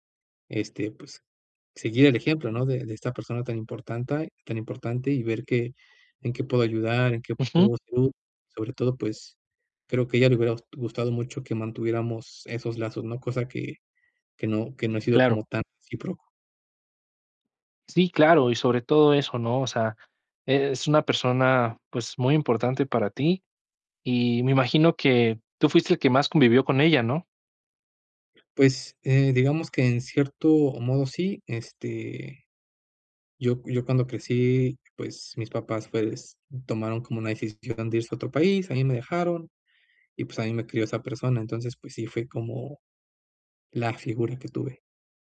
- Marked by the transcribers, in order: "importante" said as "importantae"; other noise
- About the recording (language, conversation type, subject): Spanish, advice, ¿Cómo ha influido una pérdida reciente en que replantees el sentido de todo?
- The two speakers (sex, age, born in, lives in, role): male, 20-24, Mexico, Mexico, advisor; male, 30-34, Mexico, Mexico, user